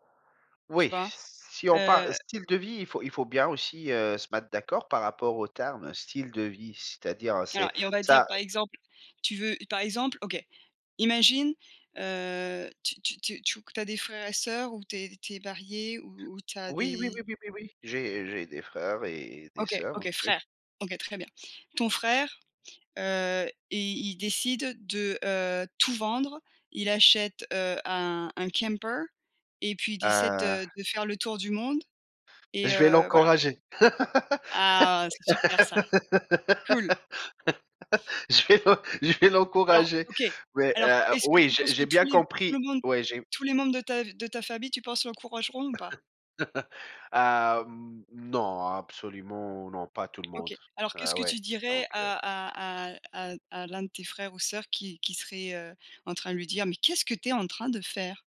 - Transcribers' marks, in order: other noise; stressed: "tout"; put-on voice: "camper"; "décide" said as "dicède"; stressed: "Ah"; laugh; laughing while speaking: "Je vais le je vais l'encourager"; laugh
- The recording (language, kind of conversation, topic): French, unstructured, Comment réagir lorsque quelqu’un critique ton style de vie ?